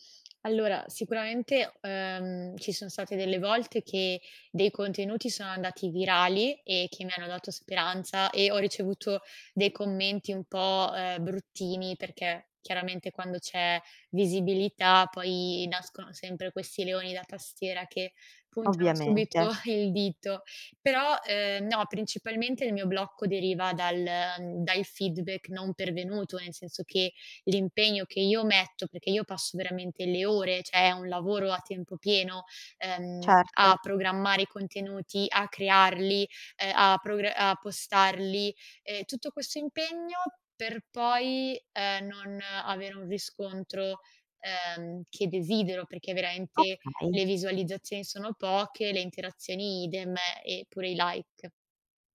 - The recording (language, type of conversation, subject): Italian, advice, Come posso superare il blocco creativo e la paura di pubblicare o mostrare il mio lavoro?
- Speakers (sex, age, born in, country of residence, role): female, 25-29, Italy, Italy, user; female, 30-34, Italy, Italy, advisor
- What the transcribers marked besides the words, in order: laughing while speaking: "subito"; in English: "feedback"; "cioè" said as "ceh"; in English: "postarli"; in English: "like"